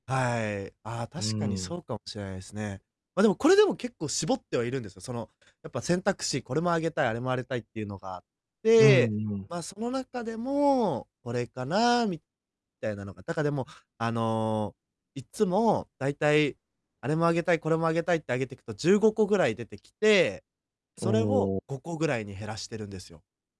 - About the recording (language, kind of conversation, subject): Japanese, advice, 買い物で選択肢が多すぎて迷ったとき、どうやって決めればいいですか？
- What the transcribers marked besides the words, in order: distorted speech